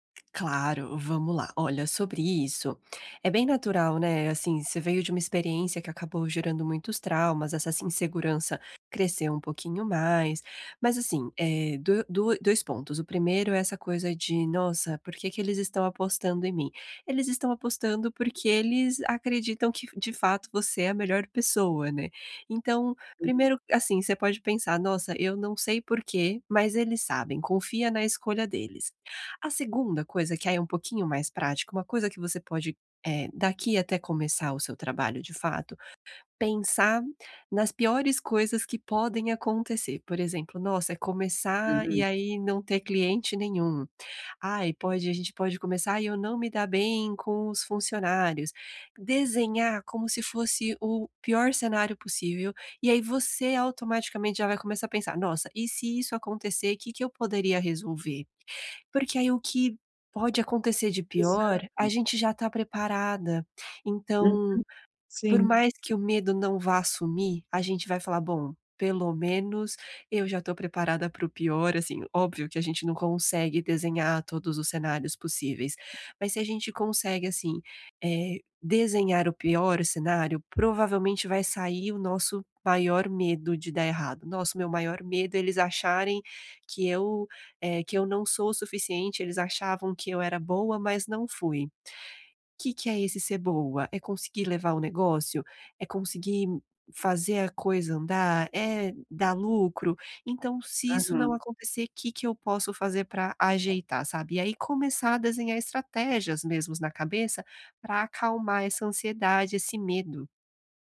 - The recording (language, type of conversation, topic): Portuguese, advice, Como posso lidar com o medo e a incerteza durante uma transição?
- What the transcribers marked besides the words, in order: tapping